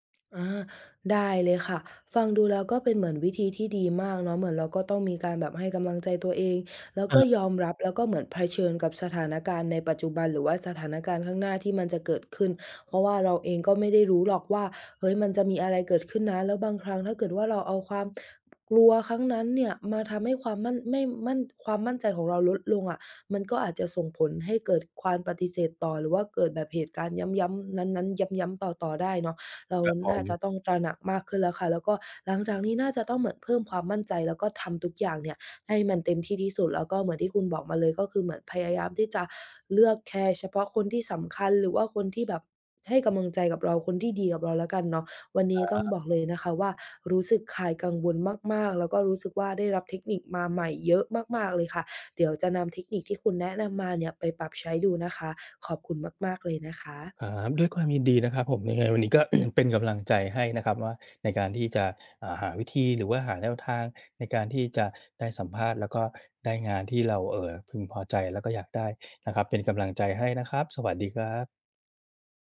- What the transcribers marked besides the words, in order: other background noise; unintelligible speech; tapping; other noise; throat clearing
- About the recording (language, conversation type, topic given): Thai, advice, คุณกังวลว่าจะถูกปฏิเสธหรือทำผิดจนคนอื่นตัดสินคุณใช่ไหม?